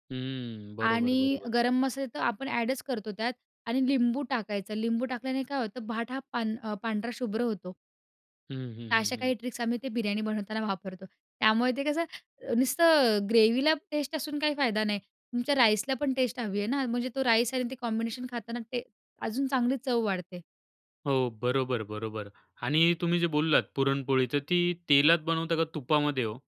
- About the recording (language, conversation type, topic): Marathi, podcast, तुमची आवडती घरगुती रेसिपी कोणती?
- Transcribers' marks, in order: in English: "ॲडच"; "भात" said as "भाट"; in English: "ट्रिक्स"; in English: "ग्रेव्हीला टेस्ट"; in English: "राईसला"; in English: "टेस्ट"; in English: "राईस"; in English: "कॉम्बिनेशन"